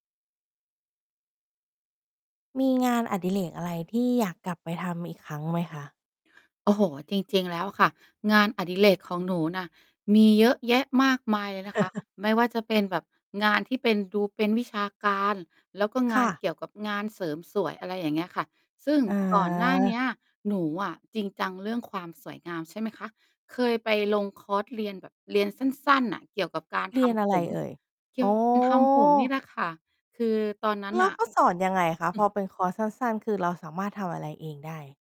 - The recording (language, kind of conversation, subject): Thai, podcast, มีงานอดิเรกอะไรที่คุณอยากกลับไปทำอีกครั้ง แล้วอยากเล่าให้ฟังไหม?
- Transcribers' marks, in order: chuckle; unintelligible speech; chuckle